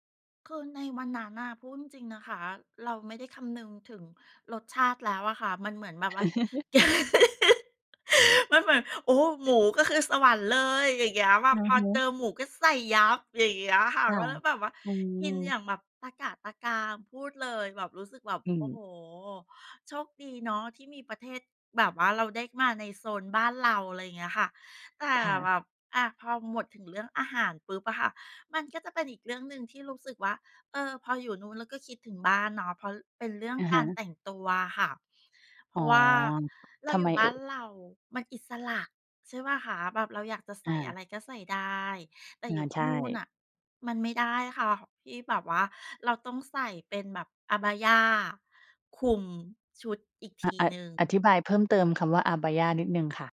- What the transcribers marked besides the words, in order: chuckle
- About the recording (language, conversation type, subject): Thai, podcast, เมื่อคิดถึงบ้านเกิด สิ่งแรกที่คุณนึกถึงคืออะไร?